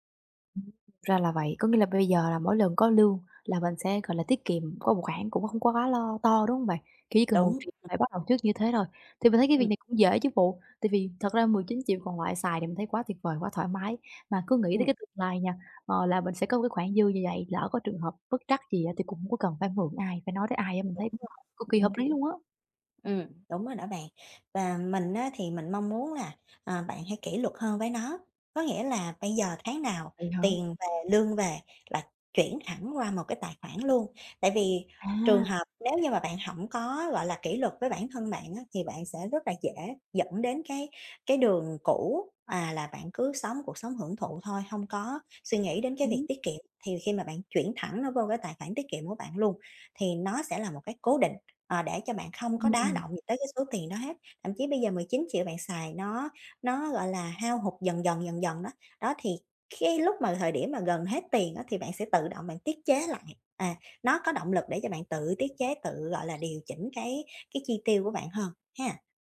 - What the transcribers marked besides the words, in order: tapping; other background noise
- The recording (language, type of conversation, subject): Vietnamese, advice, Làm sao để cân bằng giữa việc hưởng thụ hiện tại và tiết kiệm dài hạn?